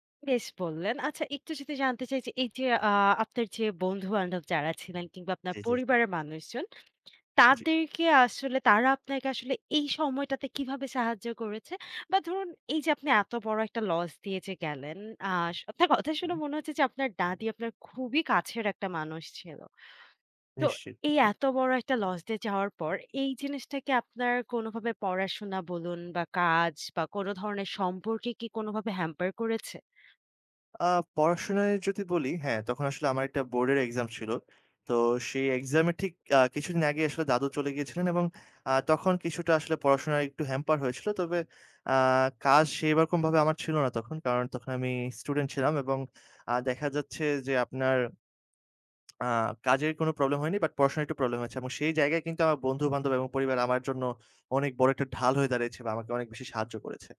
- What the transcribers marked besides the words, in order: other background noise; tapping; in English: "hamper"; in English: "hamper"; lip smack
- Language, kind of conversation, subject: Bengali, podcast, বড় কোনো ক্ষতি বা গভীর যন্ত্রণার পর আপনি কীভাবে আবার আশা ফিরে পান?